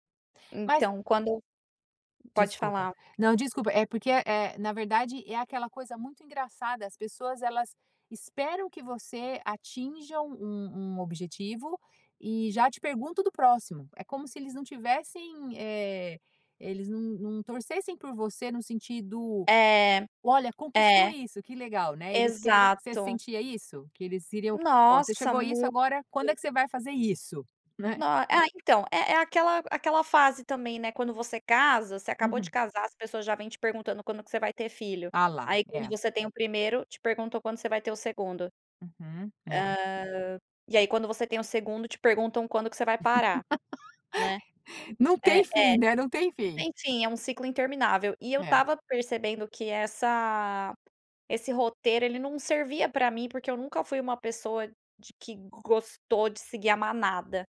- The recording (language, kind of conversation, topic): Portuguese, podcast, Como você define o sucesso pessoal, na prática?
- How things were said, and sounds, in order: tapping; laugh